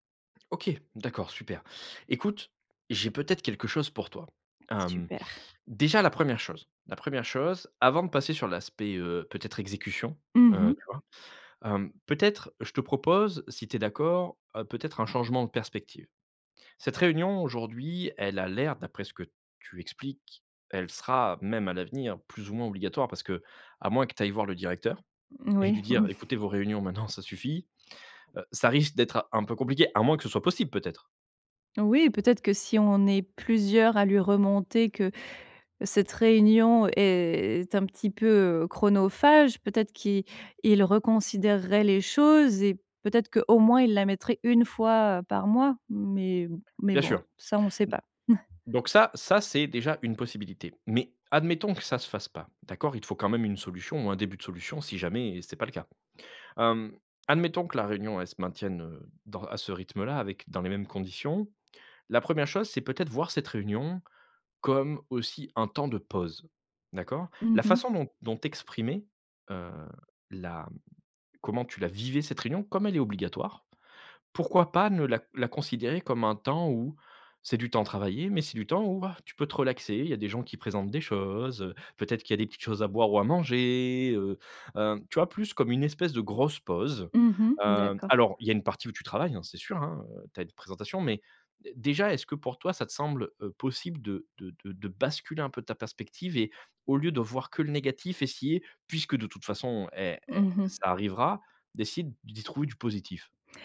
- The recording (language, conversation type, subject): French, advice, Comment puis-je éviter que des réunions longues et inefficaces ne me prennent tout mon temps ?
- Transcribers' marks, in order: tapping; chuckle; stressed: "basculer"